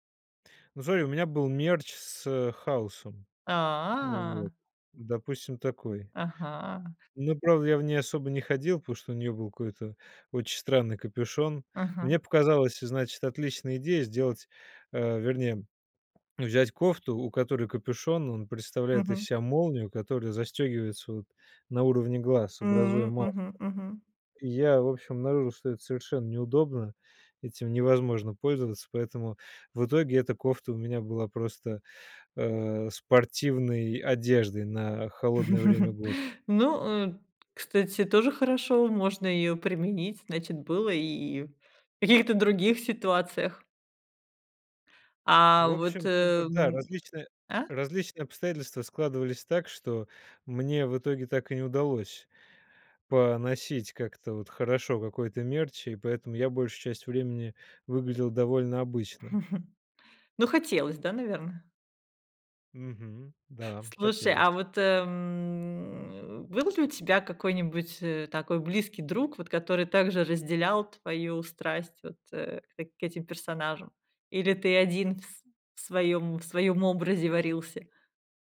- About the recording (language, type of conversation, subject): Russian, podcast, Как книги и фильмы влияют на твой образ?
- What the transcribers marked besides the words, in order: in English: "мерч"; other background noise; tapping; chuckle; in English: "мерч"; chuckle; drawn out: "м"